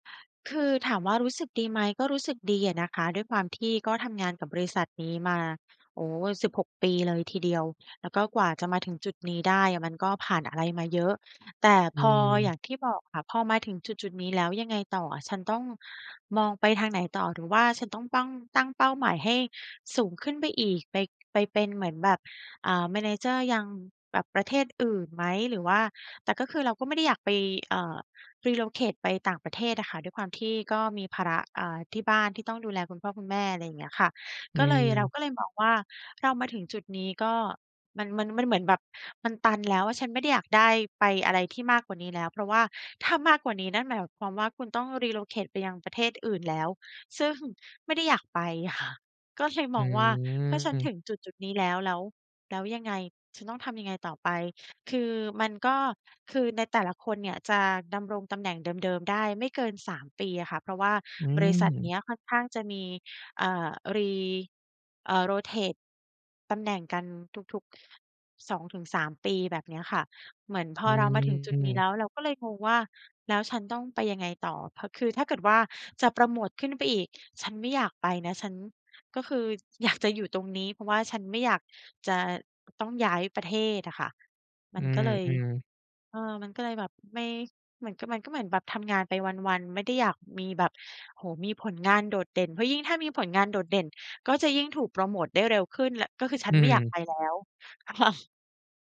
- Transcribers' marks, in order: tapping; other background noise; in English: "manager"; in English: "Relocate"; in English: "Relocate"; laughing while speaking: "ค่ะ"; in English: "Rotate"; laughing while speaking: "อยากจะ"; laughing while speaking: "ค่ะ"
- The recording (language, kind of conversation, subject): Thai, advice, ทำไมฉันถึงประสบความสำเร็จในหน้าที่การงานแต่ยังรู้สึกว่างเปล่า?